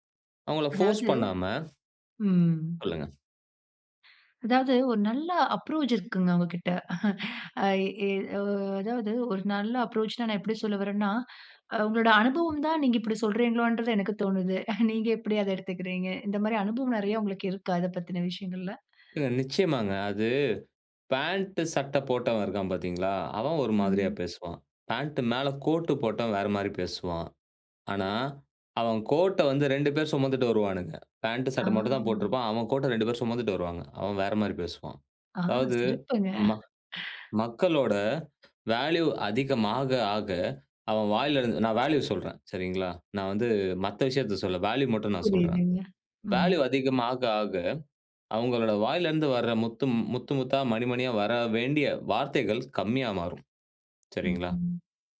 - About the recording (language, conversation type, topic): Tamil, podcast, புதியவர்களுடன் முதலில் நீங்கள் எப்படி உரையாடலை ஆரம்பிப்பீர்கள்?
- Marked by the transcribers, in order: in English: "போர்ஸ்"; other background noise; in English: "அப்ரோஜ்"; "அப்ரோச்" said as "அப்ரோஜ்"; chuckle; in English: "அப்ரோச்னு"; tapping; laughing while speaking: "நீங்க"; chuckle; in English: "வேல்யூ"; in English: "வேல்யூ"; other noise; in English: "வேல்யூ"; in English: "வேல்யூ"